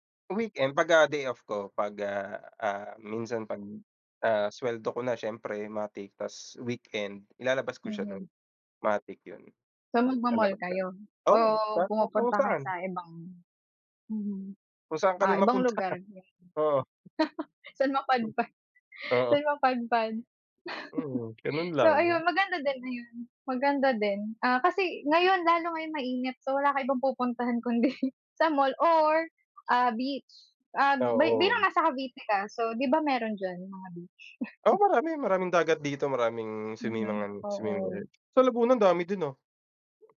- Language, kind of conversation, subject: Filipino, unstructured, Alin ang mas masaya para sa iyo: mamili sa mall o mamili sa internet?
- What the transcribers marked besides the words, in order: unintelligible speech; chuckle; laughing while speaking: "mapunta"; gasp; chuckle; laughing while speaking: "kundi"; other background noise